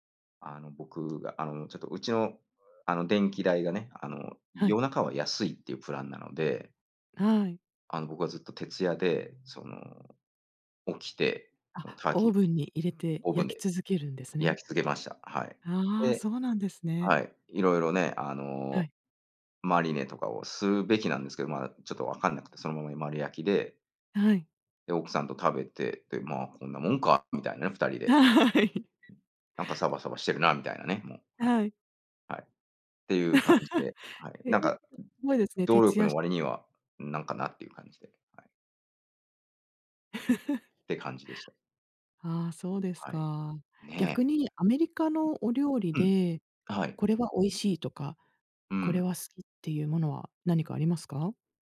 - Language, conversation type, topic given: Japanese, unstructured, あなたの地域の伝統的な料理は何ですか？
- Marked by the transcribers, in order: tapping; other background noise; unintelligible speech; laughing while speaking: "はい"; laugh; unintelligible speech; chuckle